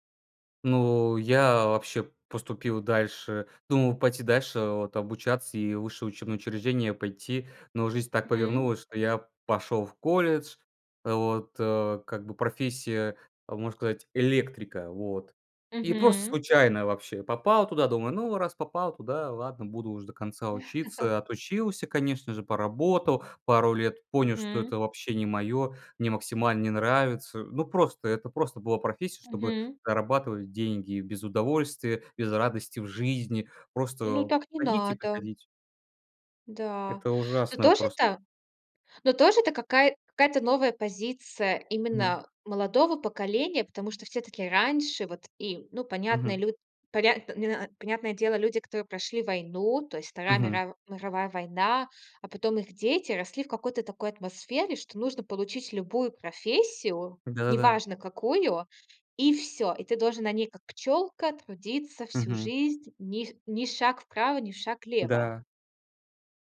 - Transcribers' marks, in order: chuckle; tapping
- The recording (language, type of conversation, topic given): Russian, podcast, Как выбрать работу, если не знаешь, чем заняться?